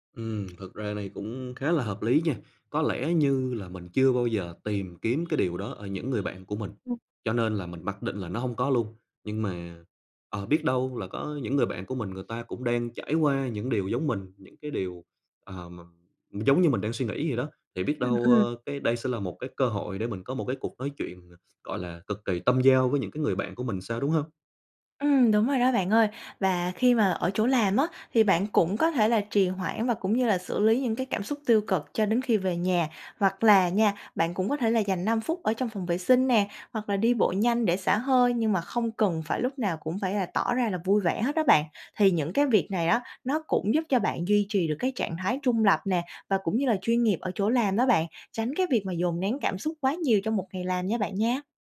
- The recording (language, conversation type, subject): Vietnamese, advice, Bạn cảm thấy áp lực phải luôn tỏ ra vui vẻ và che giấu cảm xúc tiêu cực trước người khác như thế nào?
- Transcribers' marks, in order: tapping; horn